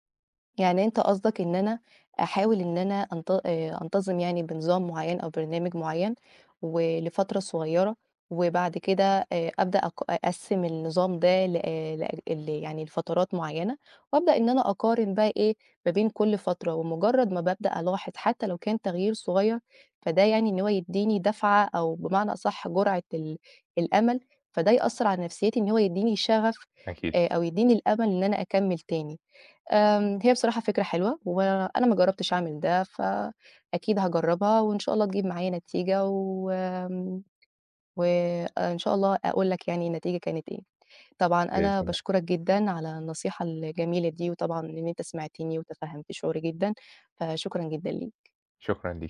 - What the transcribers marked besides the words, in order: tapping
- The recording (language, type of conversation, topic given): Arabic, advice, إزاي أتعامل مع إحباطي من قلة نتائج التمرين رغم المجهود؟